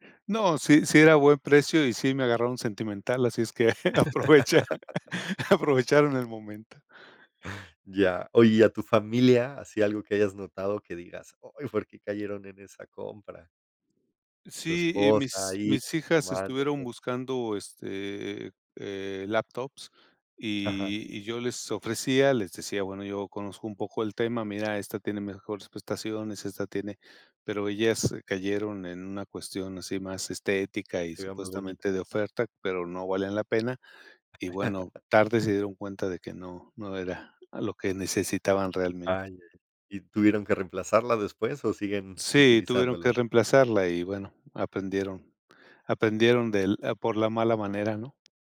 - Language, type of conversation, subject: Spanish, podcast, ¿Cómo influye el algoritmo en lo que consumimos?
- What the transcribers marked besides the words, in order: laugh; laughing while speaking: "que aprovecha aprovecharon"; other background noise; other noise; tapping; chuckle